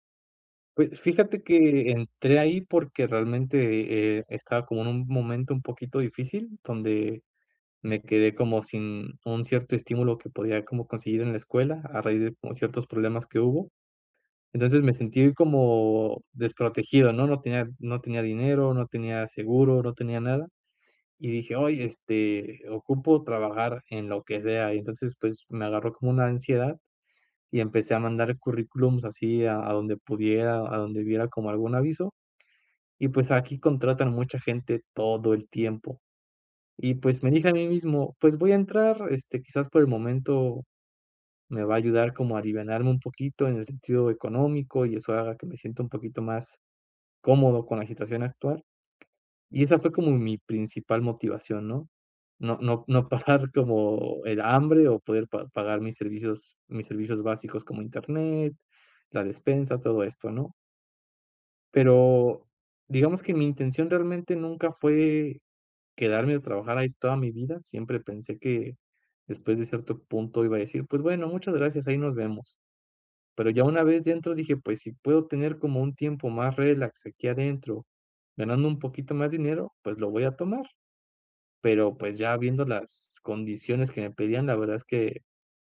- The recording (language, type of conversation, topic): Spanish, advice, ¿Cómo puedo recuperar la motivación en mi trabajo diario?
- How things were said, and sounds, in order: other background noise; other noise